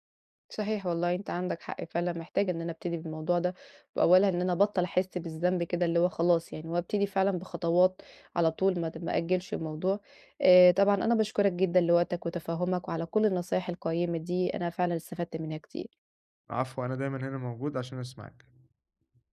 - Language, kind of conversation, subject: Arabic, advice, إزاي أبطل أحس بالذنب لما أخصص وقت للترفيه؟
- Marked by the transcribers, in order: other background noise